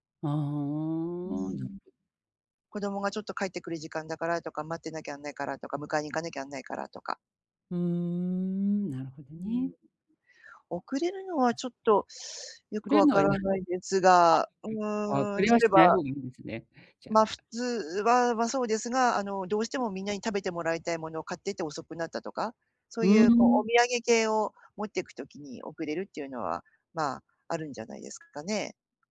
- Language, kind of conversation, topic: Japanese, advice, 友人の集まりで孤立しないためにはどうすればいいですか？
- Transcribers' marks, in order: other background noise; tapping